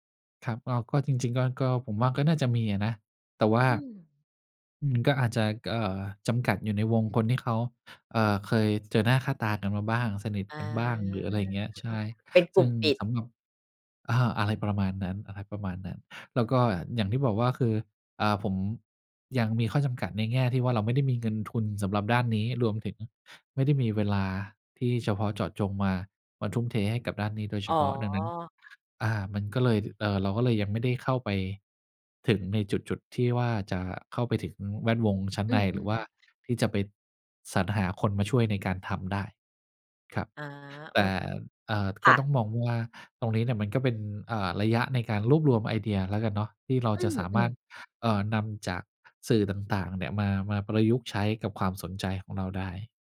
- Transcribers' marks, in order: other noise
- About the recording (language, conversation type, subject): Thai, podcast, ทำอย่างไรถึงจะค้นหาความสนใจใหม่ๆ ได้เมื่อรู้สึกตัน?